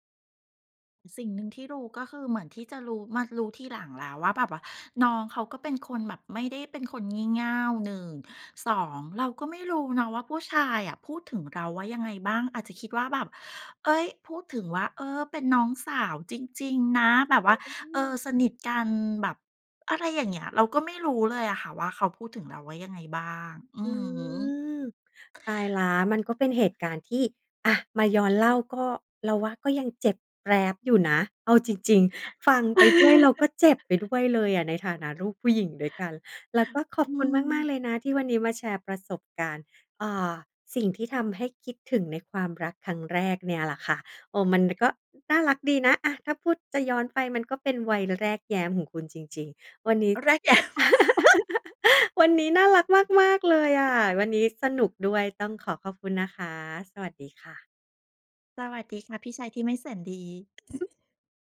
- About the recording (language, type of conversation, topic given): Thai, podcast, เพลงไหนพาให้คิดถึงความรักครั้งแรกบ้าง?
- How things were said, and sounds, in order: chuckle; laughing while speaking: "แย้ม"; laugh; tapping; laugh; chuckle